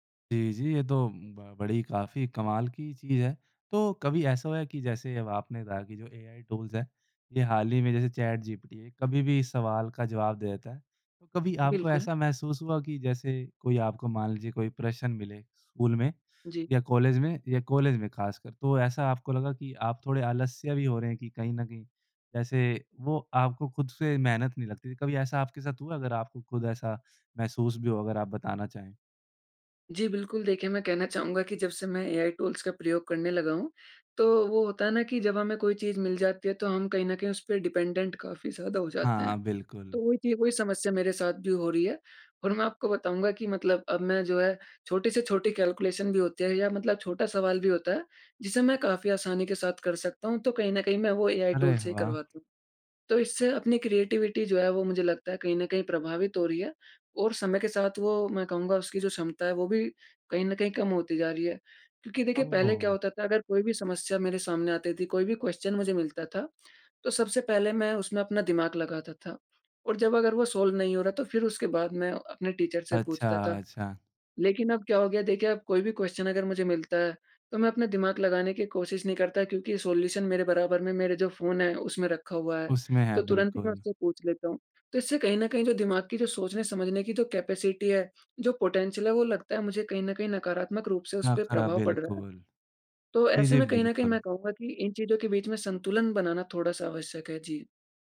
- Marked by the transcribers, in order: in English: "डिपेंडेंट"; in English: "कैलकुलेशन"; in English: "क्रिएटिविटी"; in English: "क्वेश्चन"; in English: "सॉल्व"; in English: "टीचर"; in English: "क्वेश्चन"; in English: "सॉल्यूशन"; in English: "कैपेसिटी"; in English: "पोटेंशियल"
- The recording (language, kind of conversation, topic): Hindi, podcast, एआई उपकरणों ने आपकी दिनचर्या कैसे बदली है?